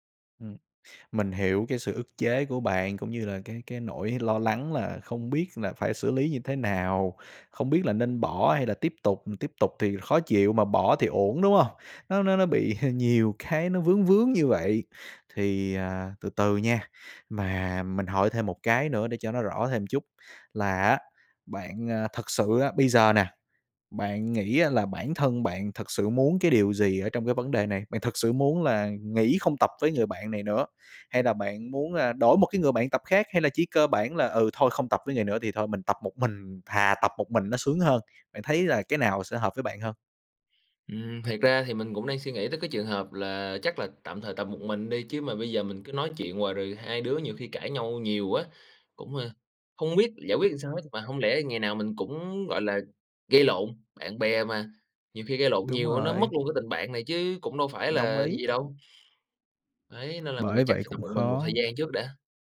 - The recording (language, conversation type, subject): Vietnamese, advice, Làm thế nào để xử lý mâu thuẫn với bạn tập khi điều đó khiến bạn mất hứng thú luyện tập?
- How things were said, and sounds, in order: chuckle; laughing while speaking: "cái"; other background noise; tapping